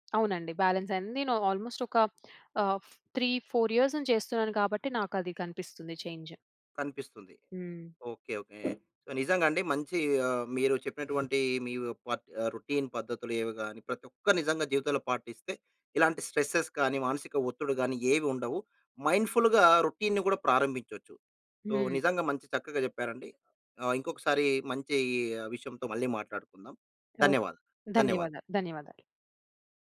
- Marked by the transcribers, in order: in English: "బాలన్స్"; in English: "ఆల్మోస్ట్"; in English: "త్రీ , ఫోర్ ఇయర్స్"; in English: "చేంజ్"; other background noise; in English: "రొటీన్"; in English: "స్ట్రెస్సెస్"; in English: "మైండ్‌ఫుల్‌గా రొటీన్‌ని"; in English: "సో"
- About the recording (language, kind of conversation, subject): Telugu, podcast, ఉదయాన్ని శ్రద్ధగా ప్రారంభించడానికి మీరు పాటించే దినచర్య ఎలా ఉంటుంది?